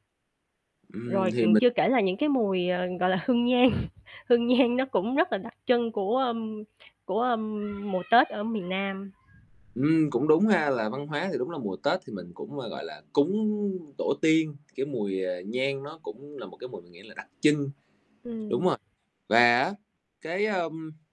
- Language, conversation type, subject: Vietnamese, podcast, Bạn đã học được những điều gì về văn hóa từ ông bà?
- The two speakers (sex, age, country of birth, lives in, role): female, 25-29, Vietnam, Vietnam, guest; male, 25-29, Vietnam, Vietnam, host
- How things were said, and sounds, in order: distorted speech; laughing while speaking: "nhang"; laughing while speaking: "nhang"; background speech; tapping; static; other background noise